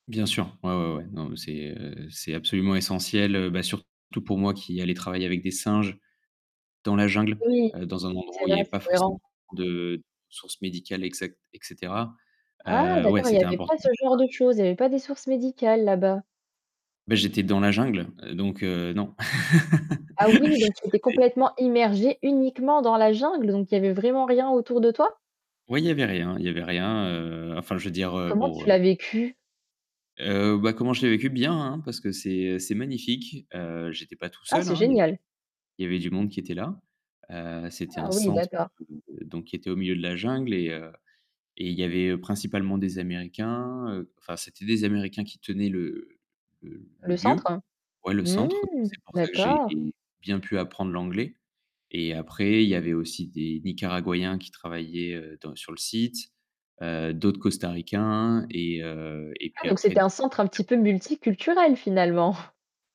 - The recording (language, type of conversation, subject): French, podcast, Quel conseil donnerais-tu à quelqu’un qui part seul pour la première fois ?
- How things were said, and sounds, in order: static; other background noise; distorted speech; laugh; tapping; unintelligible speech; laughing while speaking: "finalement"